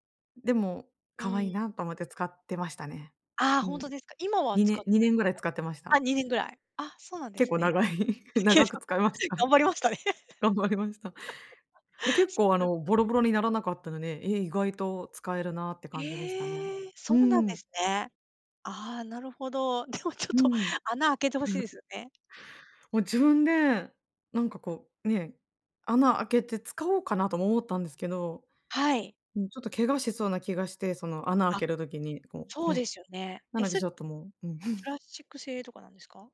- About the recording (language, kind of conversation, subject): Japanese, podcast, 買い物での失敗談はありますか？
- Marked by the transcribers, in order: giggle; chuckle; unintelligible speech; laugh; laughing while speaking: "でもちょっと"; giggle